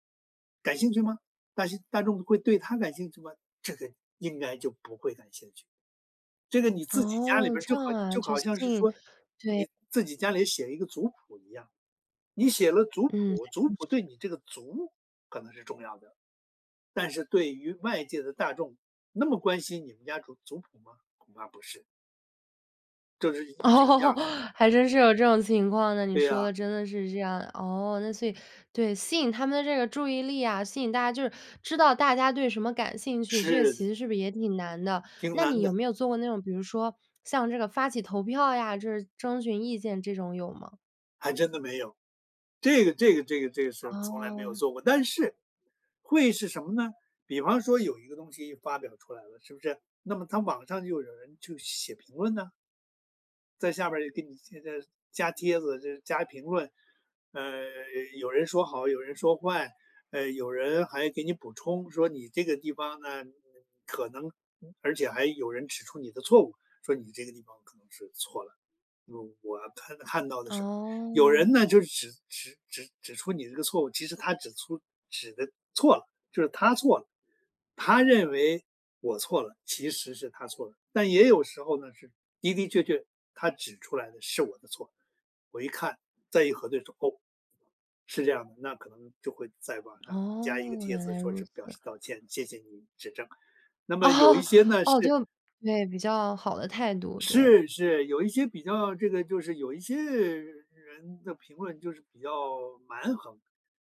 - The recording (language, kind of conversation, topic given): Chinese, podcast, 你在创作时如何突破创作瓶颈？
- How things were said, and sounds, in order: "是" said as "西"; other background noise; laughing while speaking: "哦"; siren; laughing while speaking: "哦"